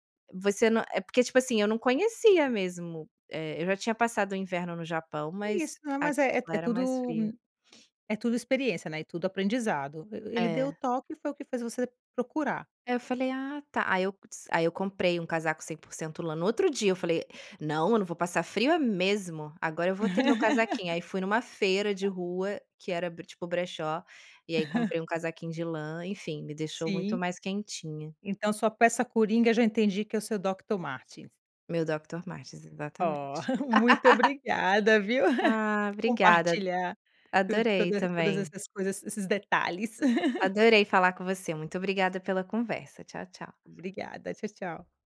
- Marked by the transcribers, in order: laugh; chuckle; in English: "Doctor"; in English: "Doctor"; chuckle; laugh
- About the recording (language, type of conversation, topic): Portuguese, podcast, Como a relação com seu corpo influenciou seu estilo?